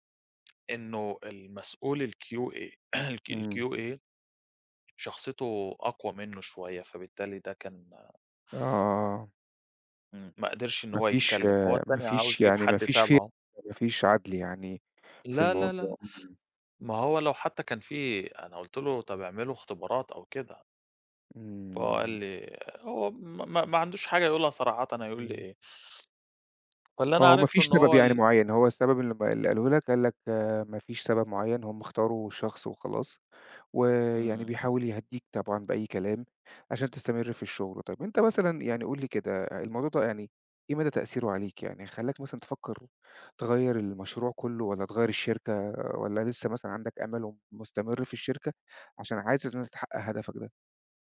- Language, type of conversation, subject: Arabic, advice, إزاي طلبت ترقية واترفضت؟
- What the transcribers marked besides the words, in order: in English: "الQA"; throat clearing; in English: "الQA"; in English: "fair"